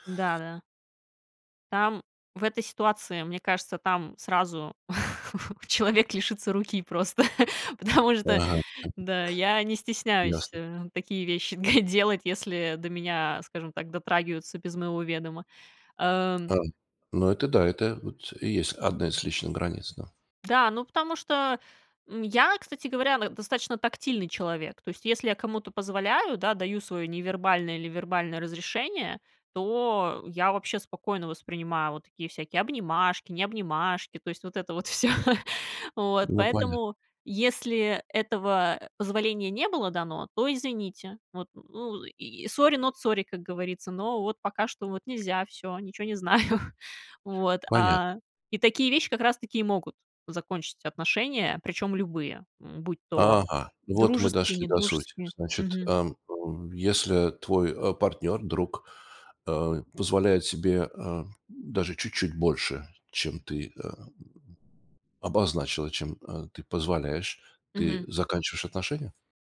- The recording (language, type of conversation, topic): Russian, podcast, Как понять, что пора заканчивать отношения?
- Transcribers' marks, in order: laughing while speaking: "человек лишится руки просто, потому что"; tapping; chuckle; chuckle; laughing while speaking: "всё"; in English: "сори, нот сори"; laughing while speaking: "знаю"